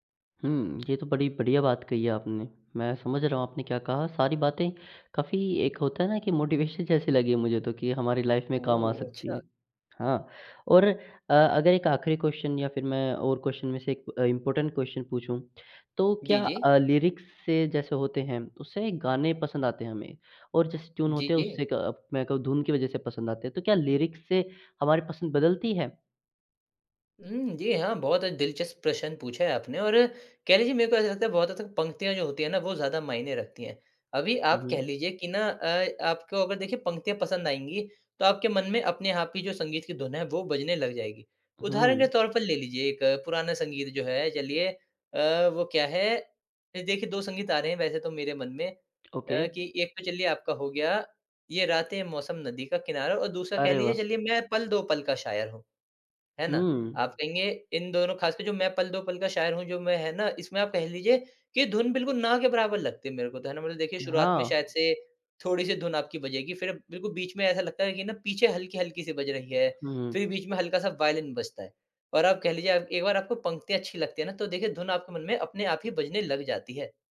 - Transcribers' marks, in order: tapping; in English: "मोटिवेशन"; in English: "लाइफ"; in English: "क्वेश्चन"; in English: "क्वेश्चन"; in English: "इंपॉर्टेंट क्वेश्चन"; in English: "लिरिक्स"; in English: "लिरिक्स"; in English: "ओके"
- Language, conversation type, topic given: Hindi, podcast, तुम्हारी संगीत पहचान कैसे बनती है, बताओ न?
- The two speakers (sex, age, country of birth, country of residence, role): male, 18-19, India, India, host; male, 20-24, India, India, guest